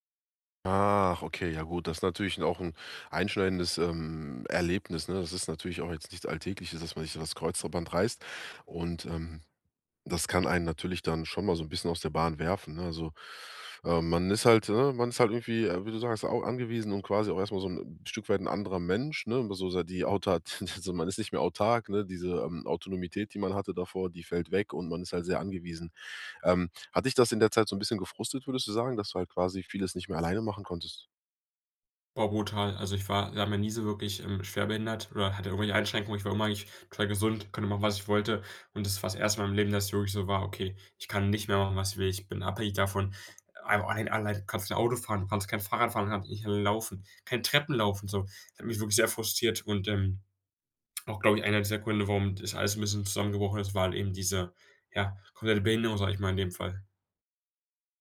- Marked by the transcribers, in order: "Kreuzband" said as "Kreuzerband"; chuckle
- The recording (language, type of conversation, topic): German, advice, Wie kann ich mich täglich zu mehr Bewegung motivieren und eine passende Gewohnheit aufbauen?